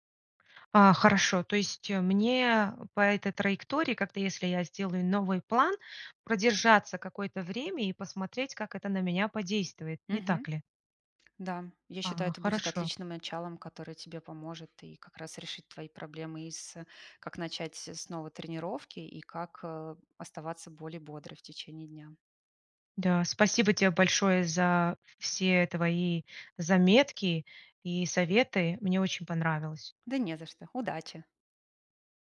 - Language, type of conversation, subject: Russian, advice, Как перестать чувствовать вину за пропуски тренировок из-за усталости?
- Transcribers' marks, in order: tapping; other background noise